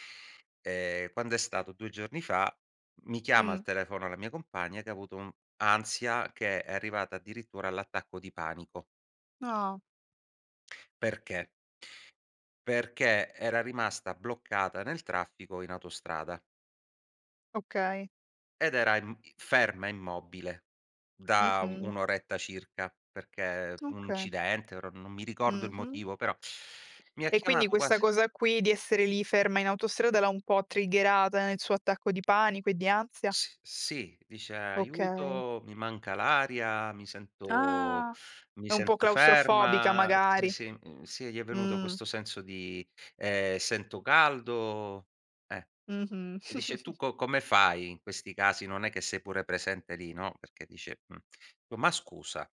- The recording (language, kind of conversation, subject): Italian, podcast, Come tieni sotto controllo l’ansia nella vita di tutti i giorni?
- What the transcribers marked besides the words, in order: sad: "Ah"; in English: "triggerata"; tapping; chuckle; "dico" said as "dio"